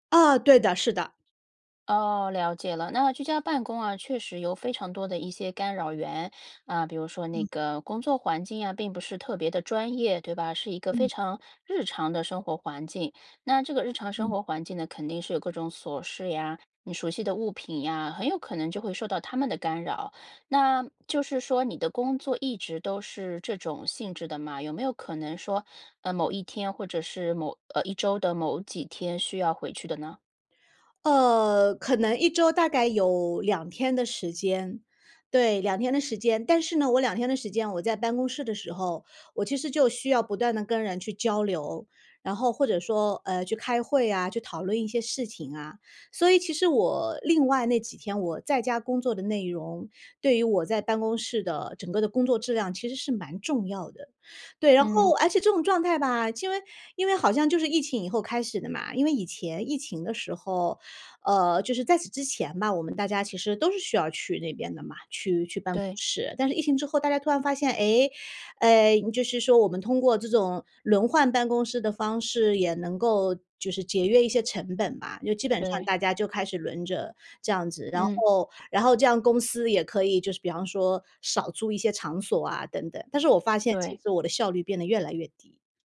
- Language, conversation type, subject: Chinese, advice, 我总是拖延重要任务、迟迟无法开始深度工作，该怎么办？
- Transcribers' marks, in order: none